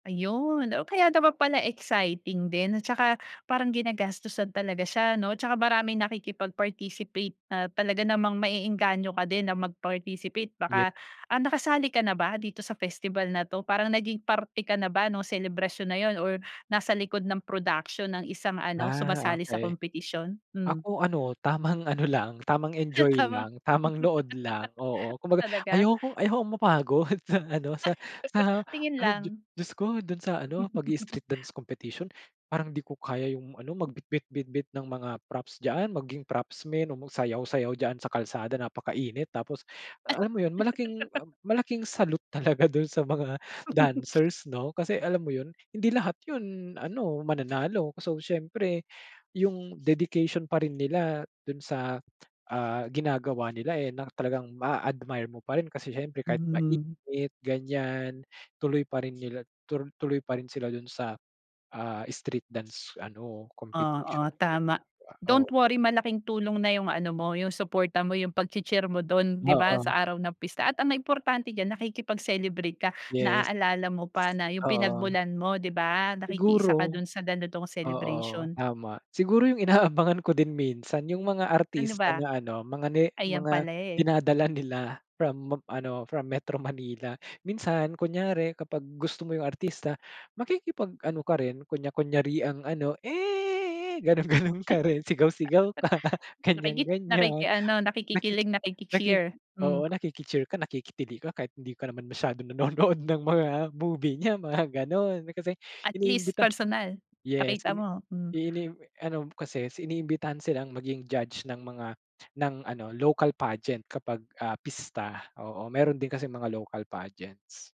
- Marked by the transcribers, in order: laugh; other background noise; laugh; chuckle; laugh; laugh; in English: "don't worry"; tapping; laugh
- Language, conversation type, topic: Filipino, podcast, Ano ang paborito ninyong tradisyon tuwing pista o pagdiriwang?